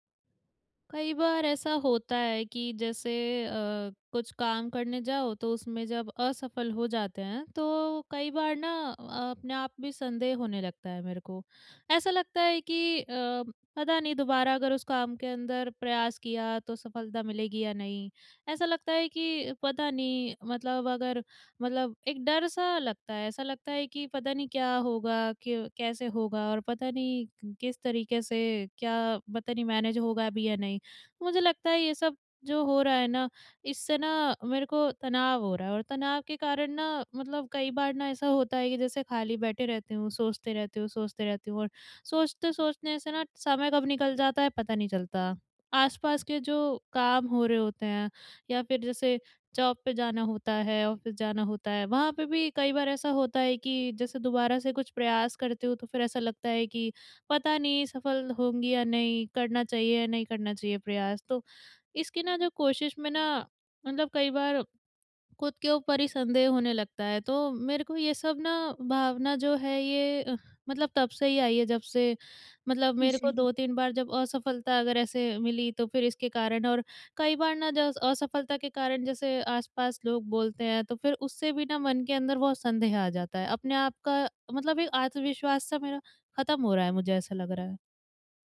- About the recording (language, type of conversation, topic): Hindi, advice, असफलता का डर और आत्म-संदेह
- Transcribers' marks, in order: in English: "मैनेज"; in English: "जॉब"; in English: "ऑफ़िस"